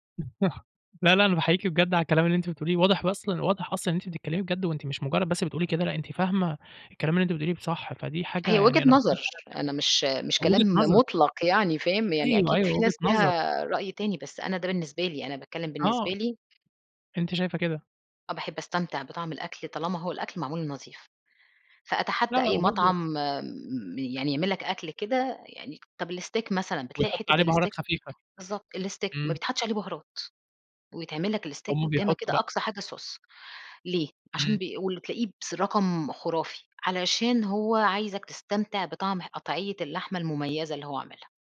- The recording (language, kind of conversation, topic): Arabic, podcast, إزاي بتورّثوا العادات والأكلات في بيتكم؟
- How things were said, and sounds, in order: unintelligible speech; tapping; in English: "الsteak"; in English: "الsteak"; in English: "الsteak"; in English: "الsteak"; in English: "صوص"